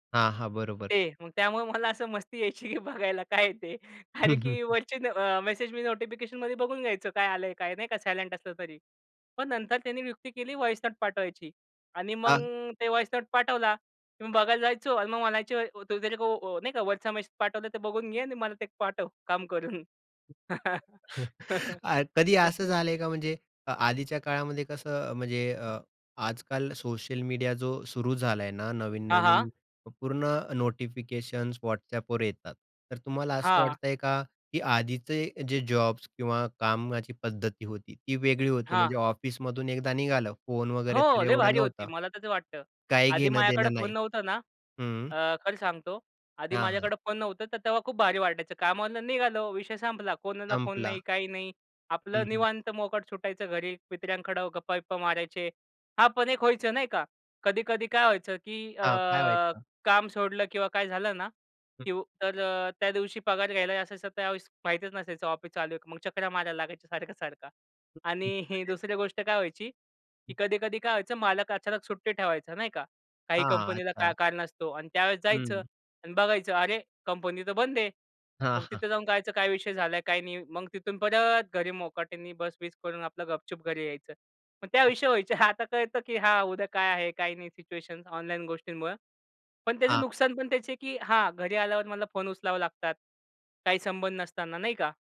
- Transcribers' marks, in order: laughing while speaking: "यायची की बघायला काय आहे ते? कारण की"; in English: "वॉइस नोट"; in English: "वॉइस नोट"; other noise; in Hindi: "वो तेरे को"; chuckle; laughing while speaking: "करून"; laugh; other background noise; laughing while speaking: "आणि ही"; laughing while speaking: "आता"
- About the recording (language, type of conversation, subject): Marathi, podcast, काम घरात घुसून येऊ नये यासाठी तुम्ही काय करता?